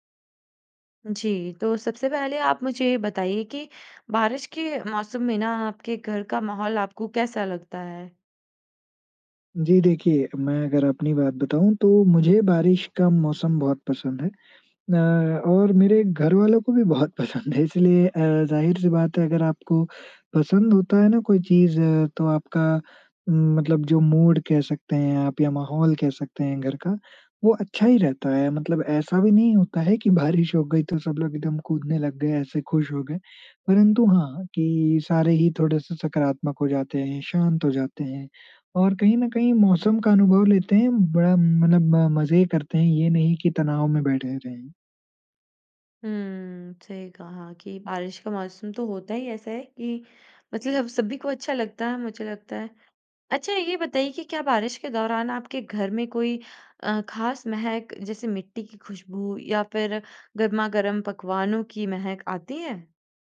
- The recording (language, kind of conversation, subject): Hindi, podcast, बारिश में घर का माहौल आपको कैसा लगता है?
- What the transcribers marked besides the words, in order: laughing while speaking: "बहुत पसंद है"; laughing while speaking: "बारिश"